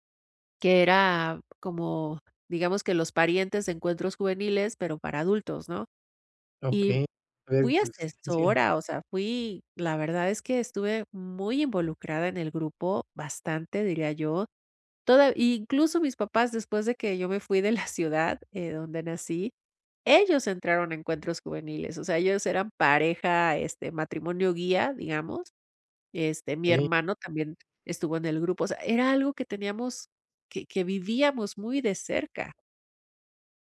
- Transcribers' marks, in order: unintelligible speech; laughing while speaking: "la"
- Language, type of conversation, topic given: Spanish, advice, ¿Cómo puedo afrontar una crisis espiritual o pérdida de fe que me deja dudas profundas?